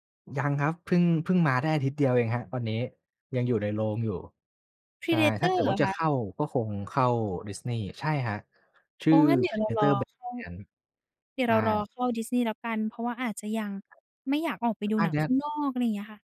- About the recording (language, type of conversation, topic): Thai, podcast, คุณมองการนำภาพยนตร์เก่ามาสร้างใหม่ในปัจจุบันอย่างไร?
- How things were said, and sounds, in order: other background noise